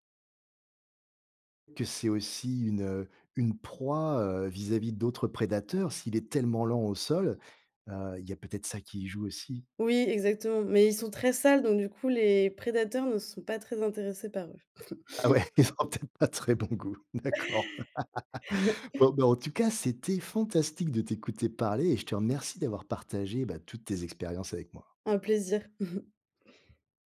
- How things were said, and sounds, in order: chuckle; laughing while speaking: "ils ont peut-être pas très bon goût, d'accord"; laugh; chuckle
- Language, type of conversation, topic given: French, podcast, Quel est le voyage le plus inoubliable que tu aies fait ?